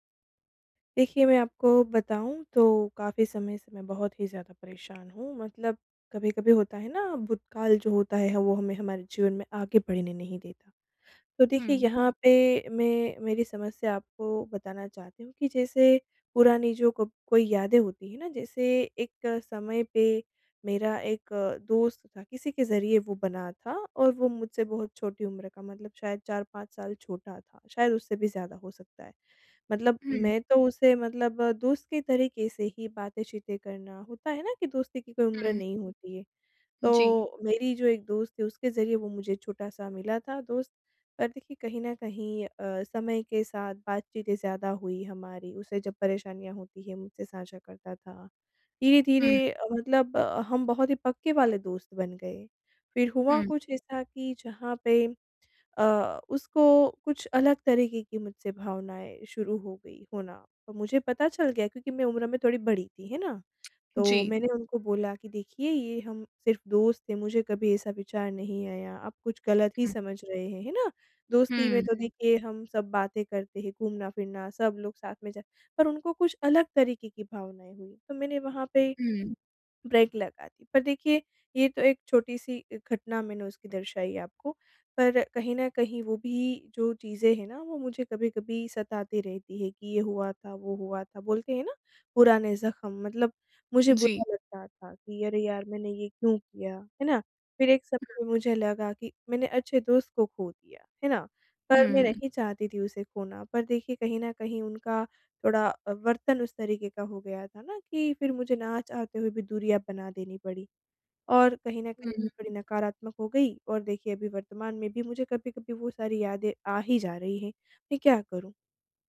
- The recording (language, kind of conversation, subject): Hindi, advice, पुरानी यादों के साथ कैसे सकारात्मक तरीके से आगे बढ़ूँ?
- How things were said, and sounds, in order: in English: "ब्रेक"